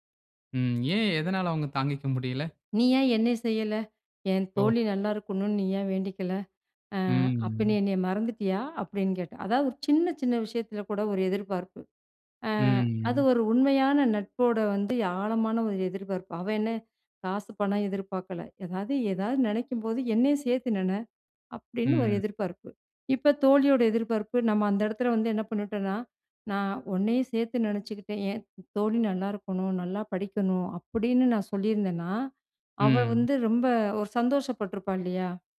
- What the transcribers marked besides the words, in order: other background noise
- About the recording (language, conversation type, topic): Tamil, podcast, குடும்பம் உங்கள் தொழில்வாழ்க்கை குறித்து வைத்திருக்கும் எதிர்பார்ப்புகளை நீங்கள் எப்படி சமாளிக்கிறீர்கள்?